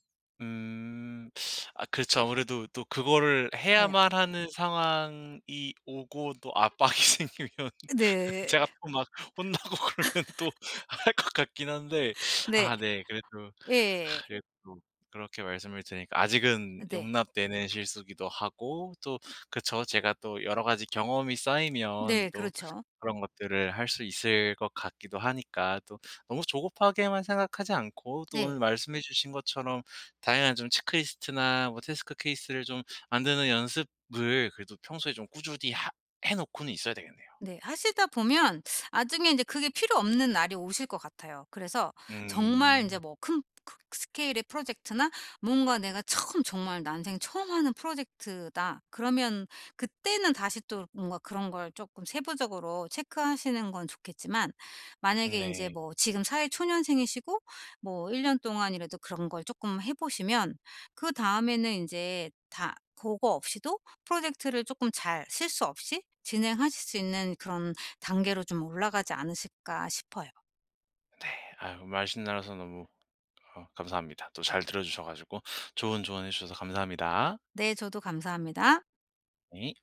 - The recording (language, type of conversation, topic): Korean, advice, 실수에서 어떻게 배우고 같은 실수를 반복하지 않을 수 있나요?
- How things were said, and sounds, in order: teeth sucking; tapping; laughing while speaking: "생기면"; laughing while speaking: "혼나고 그러면 또 할 것"; laugh; teeth sucking; in English: "태스크 케이스를"; teeth sucking